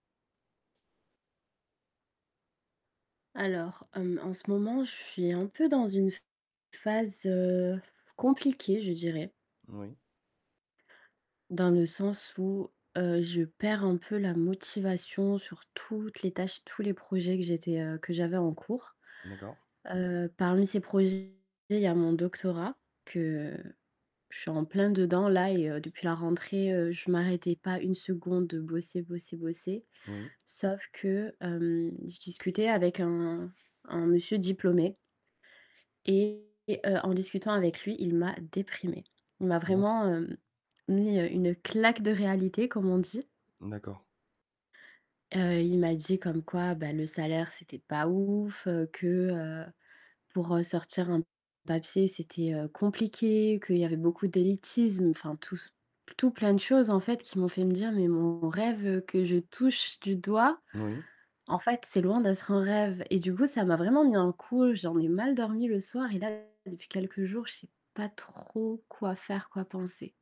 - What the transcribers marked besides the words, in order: static; blowing; distorted speech; other background noise
- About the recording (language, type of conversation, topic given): French, advice, Comment décrirais-tu l’encombrement mental qui t’empêche de commencer ce projet ?